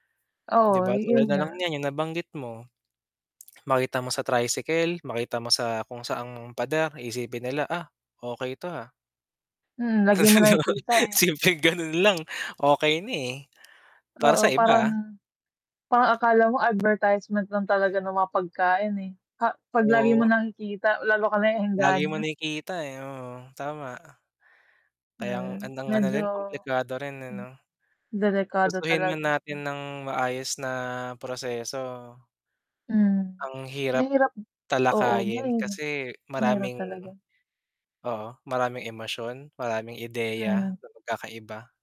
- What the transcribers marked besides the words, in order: static; laughing while speaking: "Kasi 'di ba, simpleng ganun lang"; distorted speech
- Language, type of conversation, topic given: Filipino, unstructured, Ano ang epekto ng boto mo sa kinabukasan ng bansa?